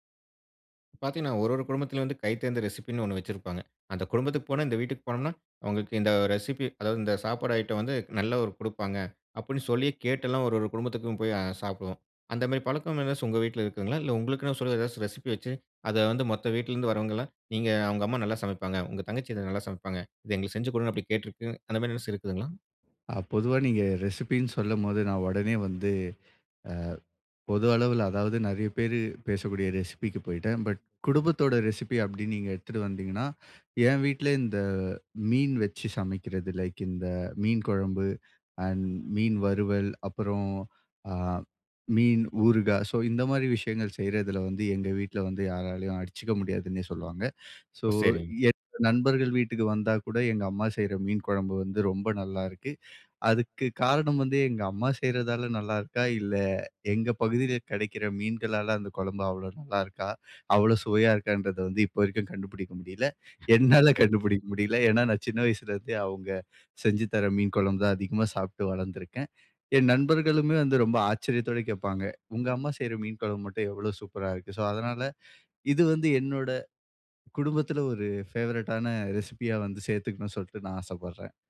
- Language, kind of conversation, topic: Tamil, podcast, பழமையான குடும்ப சமையல் செய்முறையை நீங்கள் எப்படி பாதுகாத்துக் கொள்வீர்கள்?
- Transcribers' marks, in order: other background noise; laughing while speaking: "என்னால கண்டுபிடிக்க முடியல"; in English: "ஃபேவரைட்டான"